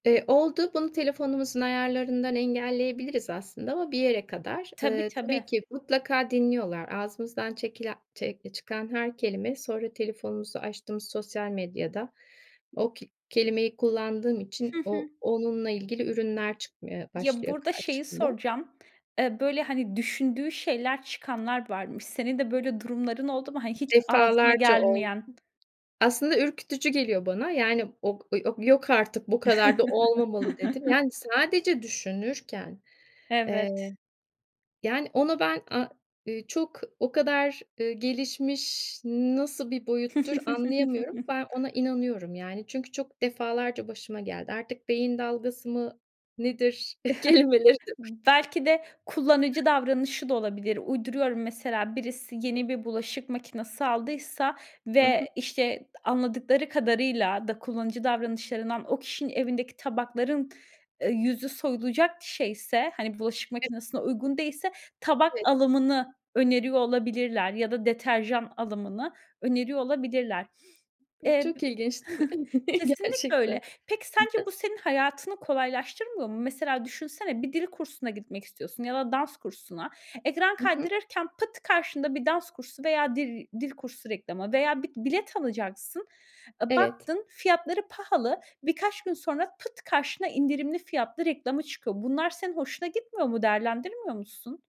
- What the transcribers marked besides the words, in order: other background noise; chuckle; chuckle; chuckle; laughing while speaking: "Kelimeleri de"; unintelligible speech; chuckle; chuckle; laughing while speaking: "Gerçekten"
- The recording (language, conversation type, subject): Turkish, podcast, Akıllı telefonlar hayatımızı sence nasıl değiştirdi?